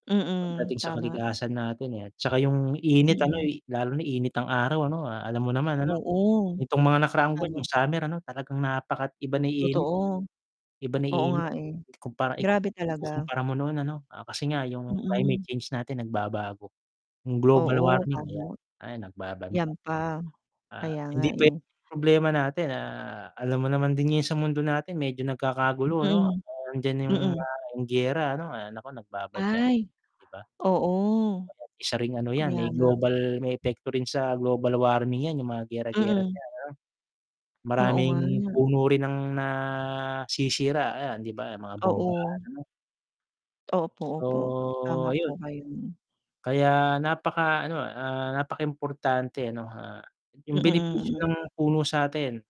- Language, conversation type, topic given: Filipino, unstructured, Bakit mahalaga ang pagtatanim ng puno sa ating paligid?
- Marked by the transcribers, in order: tapping; distorted speech; other background noise; wind